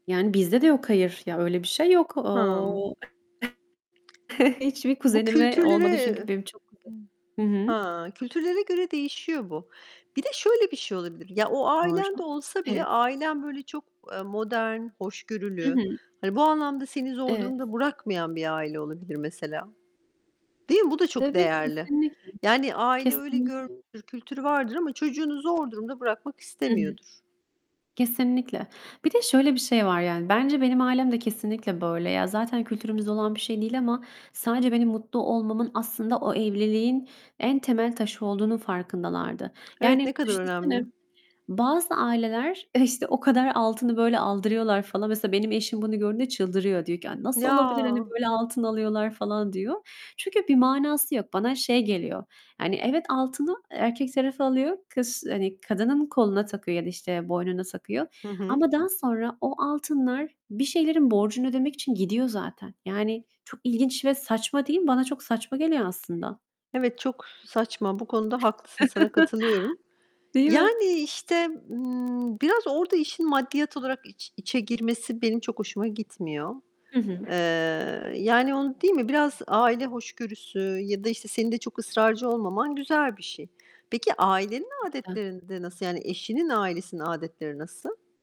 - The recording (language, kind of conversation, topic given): Turkish, unstructured, Dini ya da kültürel bir kutlamada en çok neyi seviyorsun?
- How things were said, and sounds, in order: distorted speech; other background noise; giggle; unintelligible speech; tapping; laughing while speaking: "e"; chuckle